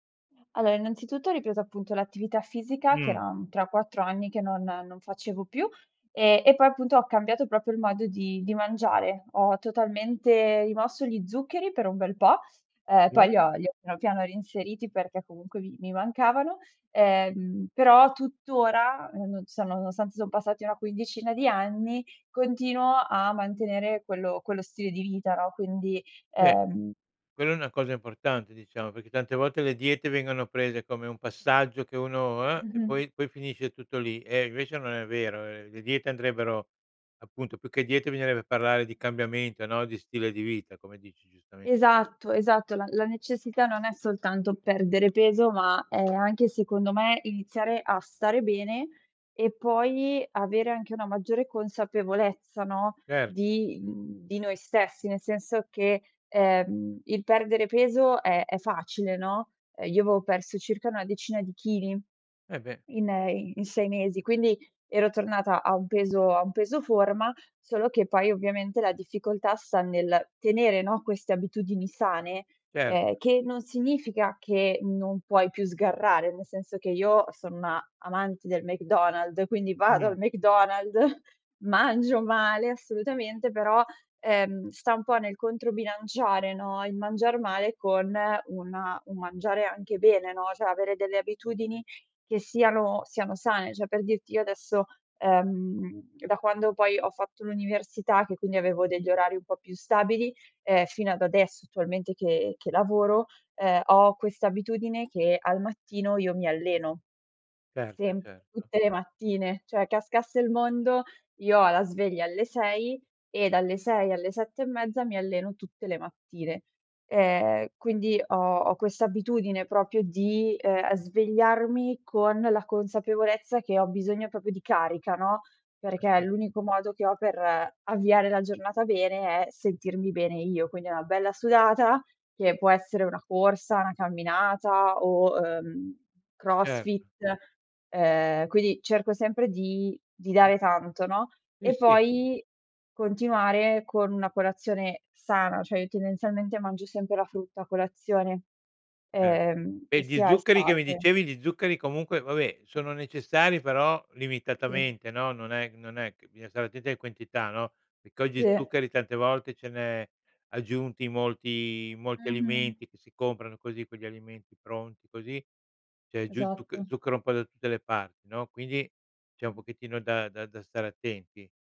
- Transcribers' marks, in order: other background noise; "proprio" said as "propio"; "perché" said as "peché"; tapping; chuckle; laughing while speaking: "mangio"; "cioè" said as "ceh"; "Cioè" said as "ceh"; "Cioè" said as "ceh"; "proprio" said as "propio"; "alle" said as "ae"; "quantità" said as "quentità"; "perché" said as "peché"
- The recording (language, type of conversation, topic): Italian, podcast, Quali abitudini ti hanno cambiato davvero la vita?